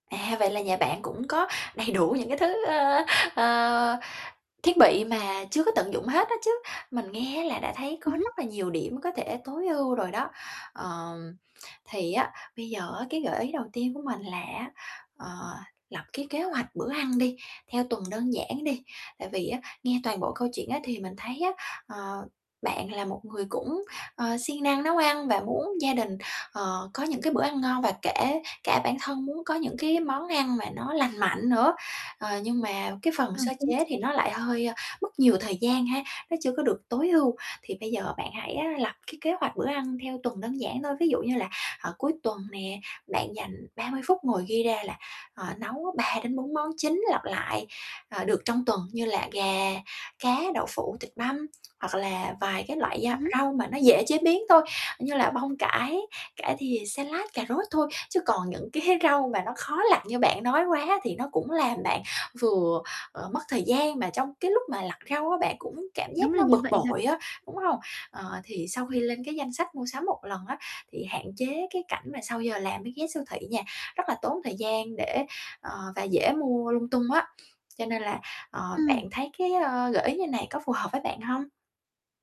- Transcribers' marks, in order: tapping; other background noise; in English: "salad"; laughing while speaking: "cái"
- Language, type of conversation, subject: Vietnamese, advice, Làm thế nào để tối ưu thời gian nấu nướng hàng tuần mà vẫn ăn uống lành mạnh?